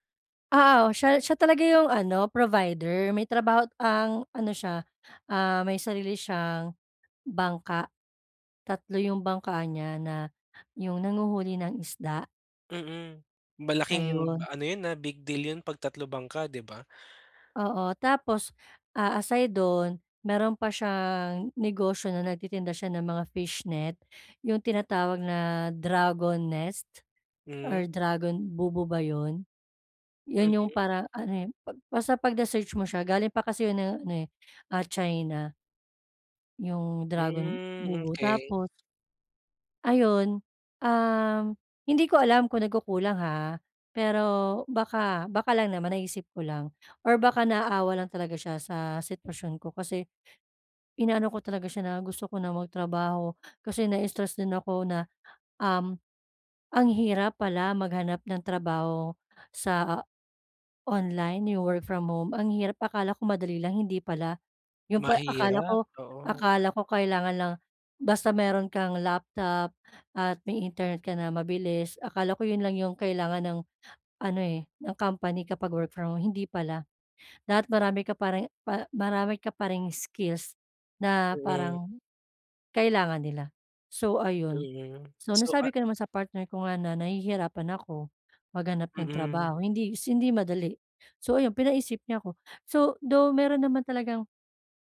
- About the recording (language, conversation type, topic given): Filipino, advice, Paano ko mapapasimple ang proseso ng pagpili kapag maraming pagpipilian?
- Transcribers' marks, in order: other background noise; tapping